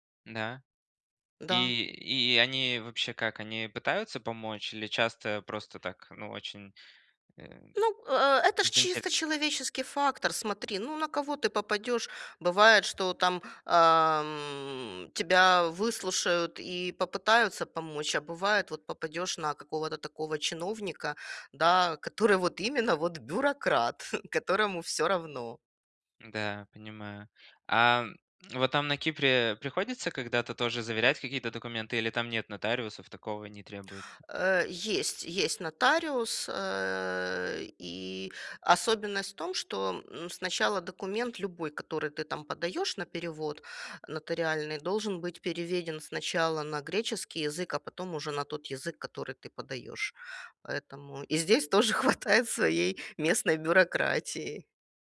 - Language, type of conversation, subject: Russian, advice, С чего начать, чтобы разобраться с местными бюрократическими процедурами при переезде, и какие документы для этого нужны?
- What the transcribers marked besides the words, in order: tapping; laughing while speaking: "хватает"